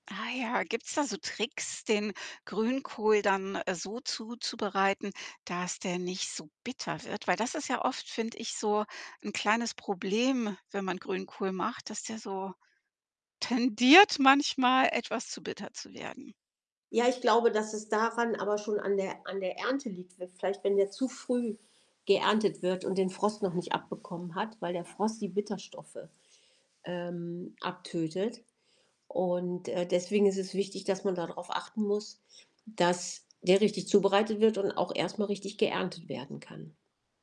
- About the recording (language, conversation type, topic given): German, podcast, Wie kannst du saisonal und trotzdem ganz unkompliziert essen?
- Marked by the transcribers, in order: joyful: "tendiert manchmal"; static; other background noise